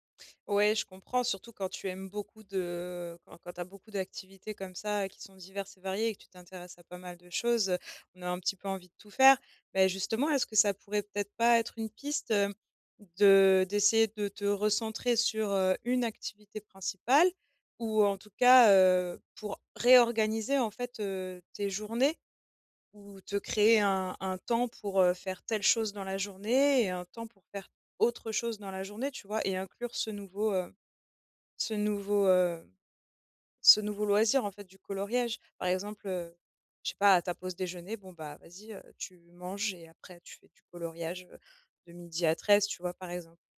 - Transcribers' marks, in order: other background noise
- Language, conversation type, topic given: French, advice, Comment trouver du temps pour développer mes loisirs ?